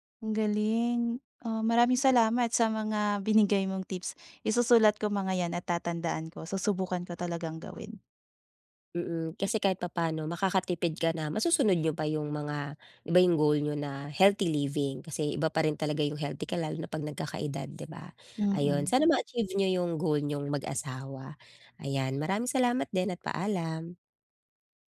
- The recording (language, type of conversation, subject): Filipino, advice, Paano ako makakapagbadyet at makakapamili nang matalino sa araw-araw?
- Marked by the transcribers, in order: other background noise